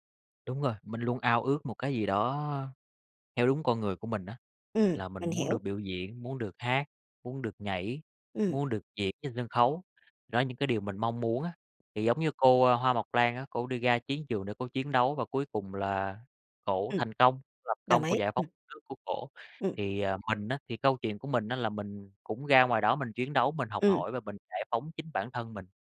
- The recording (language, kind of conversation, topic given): Vietnamese, podcast, Bài hát nào bạn thấy như đang nói đúng về con người mình nhất?
- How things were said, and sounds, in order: tapping